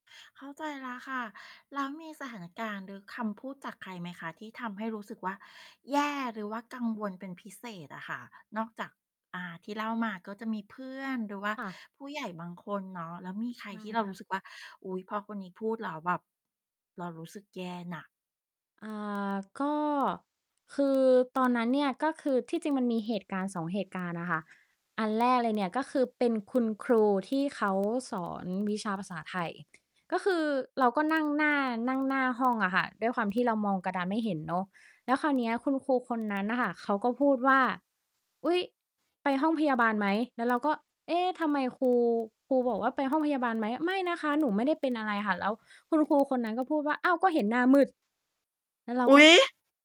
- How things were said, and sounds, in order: distorted speech; surprised: "อุ๊ย !"; stressed: "อุ๊ย"
- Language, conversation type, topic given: Thai, advice, คุณรู้สึกไม่มั่นใจเกี่ยวกับรูปร่างหรือหน้าตาของตัวเองในเรื่องไหนมากที่สุด?